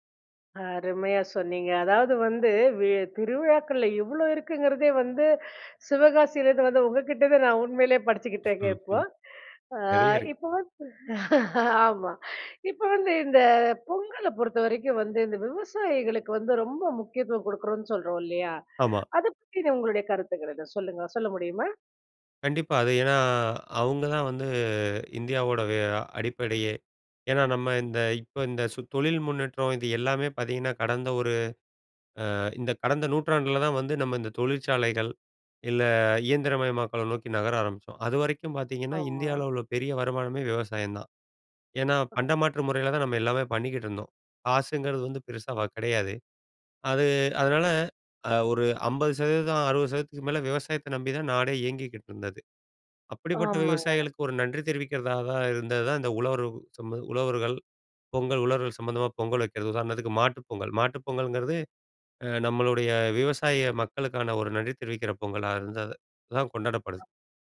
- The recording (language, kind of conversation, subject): Tamil, podcast, வெவ்வேறு திருவிழாக்களை கொண்டாடுவது எப்படி இருக்கிறது?
- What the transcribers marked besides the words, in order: other noise; laugh; other street noise